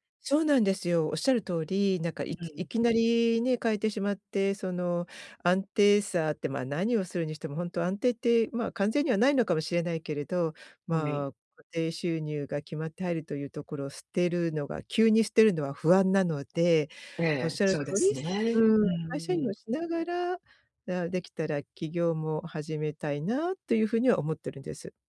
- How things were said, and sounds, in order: none
- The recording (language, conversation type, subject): Japanese, advice, 起業家として時間管理と健康をどう両立できますか？